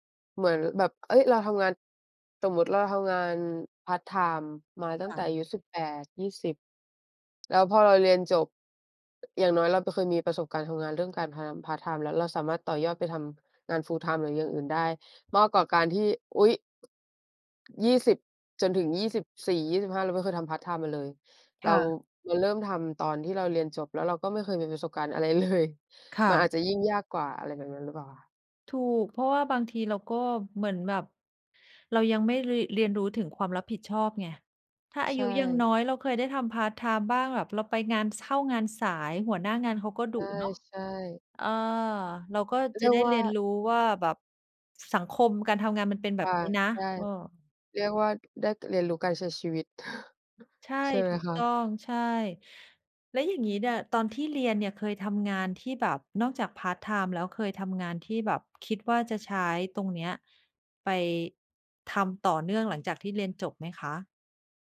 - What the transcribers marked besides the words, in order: tapping; "ทำงาน" said as "พะนาม"; in English: "full-time"; other background noise; laughing while speaking: "เลย"; "ได้" said as "แด๊ก"; gasp
- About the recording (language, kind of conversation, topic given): Thai, unstructured, คุณคิดอย่างไรกับการเริ่มต้นทำงานตั้งแต่อายุยังน้อย?